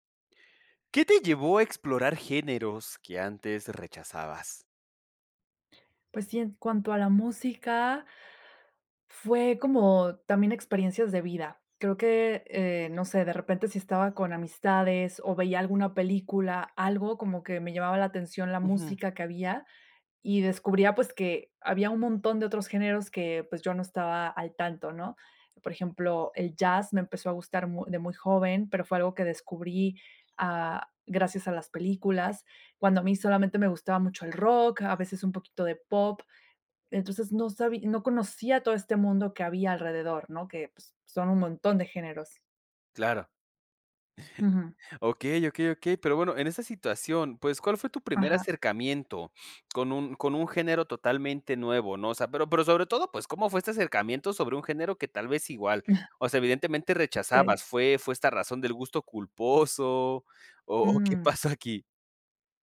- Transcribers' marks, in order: chuckle; laughing while speaking: "culposo"; laughing while speaking: "qué pasó aquí?"
- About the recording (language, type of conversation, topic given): Spanish, podcast, ¿Qué te llevó a explorar géneros que antes rechazabas?